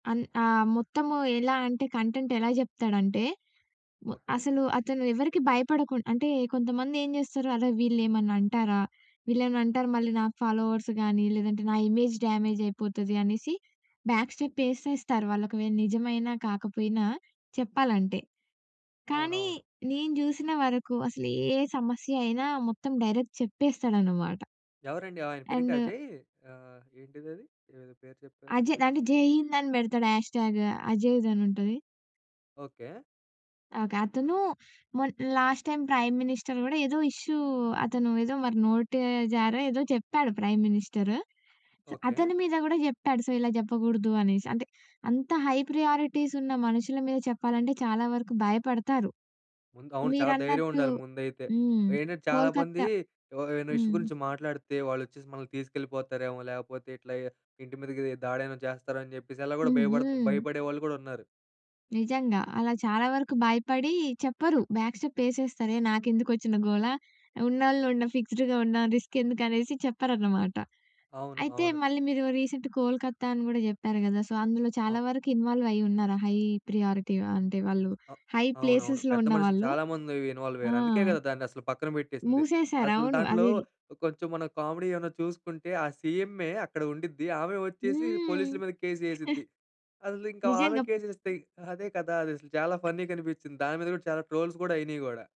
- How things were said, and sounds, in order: in English: "కంటెంట్"; in English: "ఫాలోవర్స్"; in English: "ఇమేజ్ డ్యామేజ్"; in English: "బ్యాక్ స్టెప్"; in English: "డైరెక్ట్"; in English: "అండ్"; in Hindi: "జై హింద్"; in English: "హాష్‌టాగ్"; in English: "లాస్ట్‌టైమ్ ప్రైమ్ మినిస్టర్"; in English: "ఇష్యూ"; in English: "ప్రైమ్ మినిస్టర్"; in English: "సో"; in English: "హై ప్రయారిటీస్"; in English: "ఇష్యూ"; in English: "బ్యాక్‌స్టెప్"; in English: "రీసెంట్"; in English: "సో"; in English: "ఇన్వాల్వ్"; in English: "హై ప్రియారిటీ"; in English: "హై"; in English: "ఇన్వాల్వ్"; in English: "కేస్"; in English: "ఫన్నీగా"; tapping; in English: "ట్రోల్స్"
- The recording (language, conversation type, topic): Telugu, podcast, సామాజిక సమస్యలపై ఇన్‌ఫ్లూయెన్సర్లు మాట్లాడినప్పుడు అది ఎంత మేర ప్రభావం చూపుతుంది?